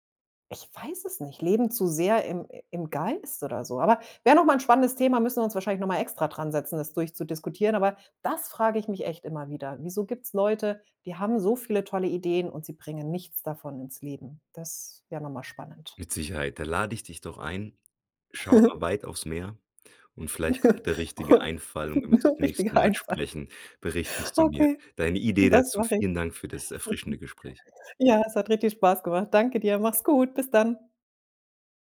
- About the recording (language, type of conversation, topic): German, podcast, Wie entsteht bei dir normalerweise die erste Idee?
- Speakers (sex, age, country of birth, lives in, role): female, 40-44, Germany, Cyprus, guest; male, 40-44, Germany, Germany, host
- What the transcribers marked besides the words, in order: stressed: "das"; giggle; giggle; laughing while speaking: "Richtiger Einfall"